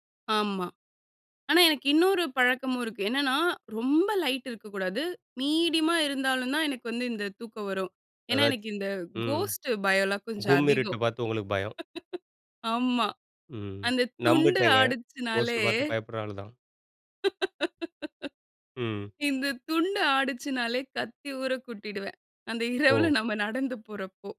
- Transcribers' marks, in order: in English: "மீடியமா"; in English: "கோஸ்ட்"; laugh; in English: "கோஸ்ட்"; laugh; laughing while speaking: "அந்த இரவுல நம்ம நடந்து போறப்போ"
- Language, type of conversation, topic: Tamil, podcast, ஒரு நல்ல தூக்கத்துக்கு நீங்கள் என்ன வழிமுறைகள் பின்பற்றுகிறீர்கள்?